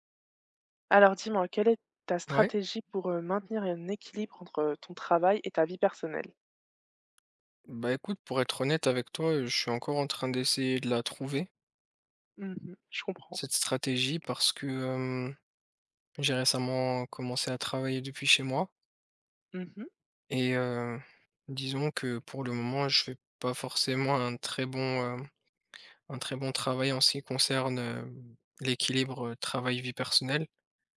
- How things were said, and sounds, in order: tapping
- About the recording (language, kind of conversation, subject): French, unstructured, Quelle est votre stratégie pour maintenir un bon équilibre entre le travail et la vie personnelle ?